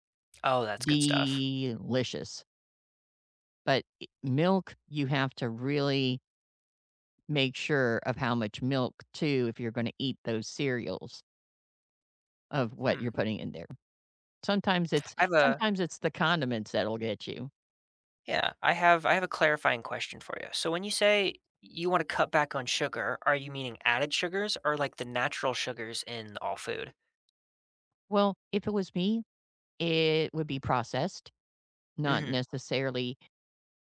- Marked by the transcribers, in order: drawn out: "Delicious"
- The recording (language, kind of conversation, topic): English, unstructured, How can you persuade someone to cut back on sugar?
- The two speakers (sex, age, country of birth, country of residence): female, 55-59, United States, United States; male, 20-24, United States, United States